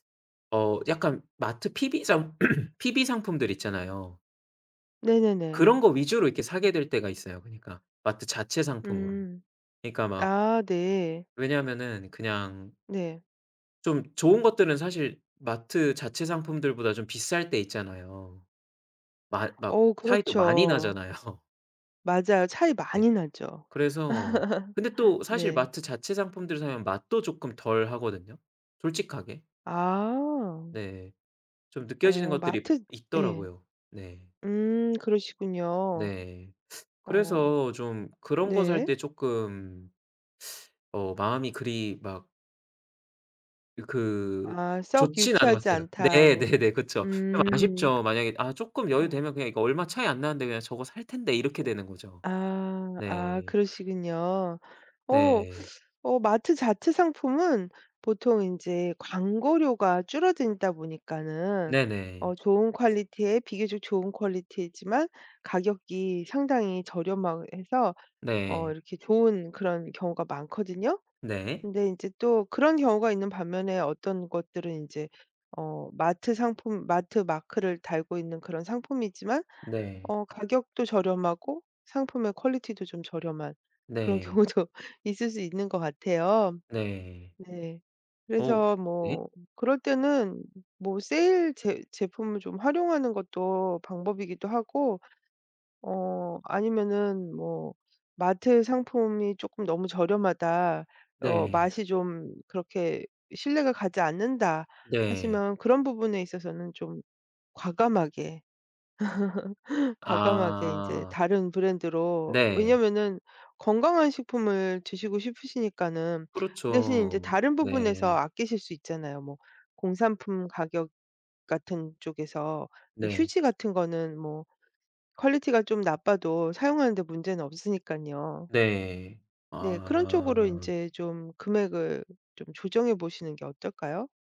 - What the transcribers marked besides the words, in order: throat clearing; tapping; other background noise; laughing while speaking: "나잖아요"; laugh; laugh; drawn out: "아"; drawn out: "아"
- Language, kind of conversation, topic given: Korean, advice, 예산이 부족해서 건강한 음식을 사기가 부담스러운 경우, 어떻게 하면 좋을까요?